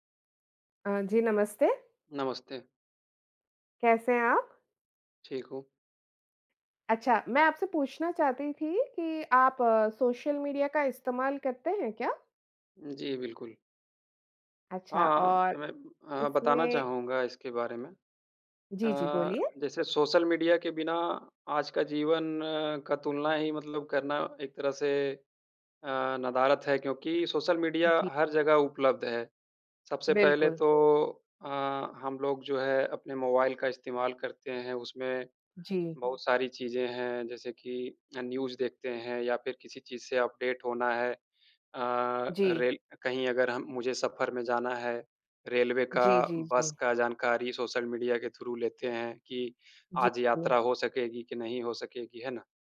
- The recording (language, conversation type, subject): Hindi, unstructured, आपके जीवन में सोशल मीडिया ने क्या बदलाव लाए हैं?
- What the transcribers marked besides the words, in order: in English: "न्यूज़"; in English: "अपडेट"; in English: "रेल"; in English: "थ्रू"